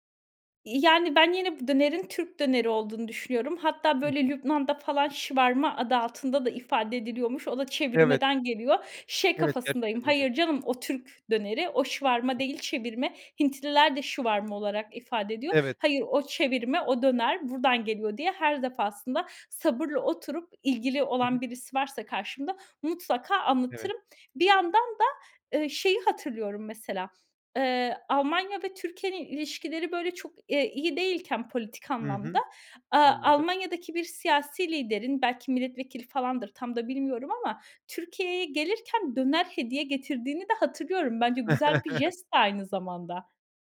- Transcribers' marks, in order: other background noise; in Arabic: "shawarma"; tapping; unintelligible speech; in Arabic: "shawarma"; in Arabic: "shawarma"; chuckle
- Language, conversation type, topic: Turkish, podcast, Göç yemekleri yeni kimlikler yaratır mı, nasıl?